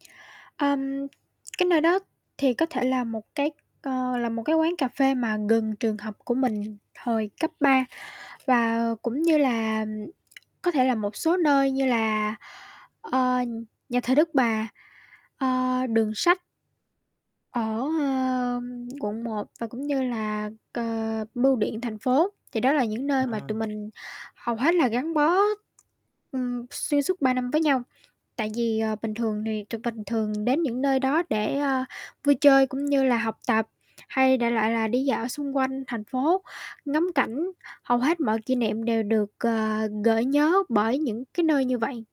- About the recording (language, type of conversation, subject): Vietnamese, advice, Bạn thường bị gợi nhớ bởi những ngày kỷ niệm hoặc những nơi cũ như thế nào?
- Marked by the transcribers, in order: tapping; other background noise; distorted speech